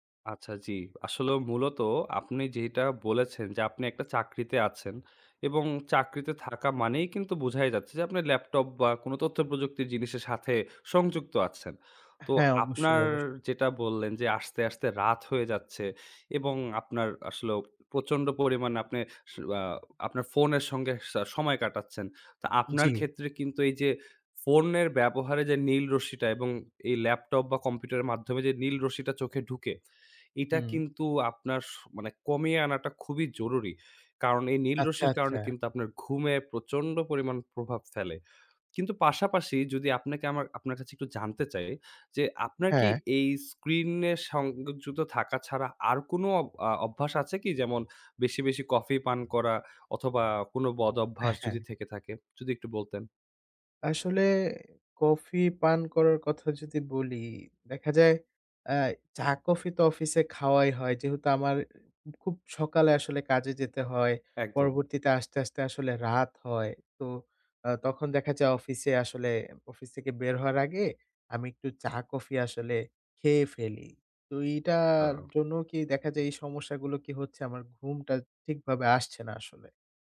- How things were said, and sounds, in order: other noise; horn; other background noise; "সংযুক্ত" said as "সঙ্গগুযুতো"; tapping
- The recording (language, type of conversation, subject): Bengali, advice, রাতে ঘুম ঠিক রাখতে কতক্ষণ পর্যন্ত ফোনের পর্দা দেখা নিরাপদ?
- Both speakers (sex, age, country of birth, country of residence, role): male, 20-24, Bangladesh, Bangladesh, advisor; male, 20-24, Bangladesh, Bangladesh, user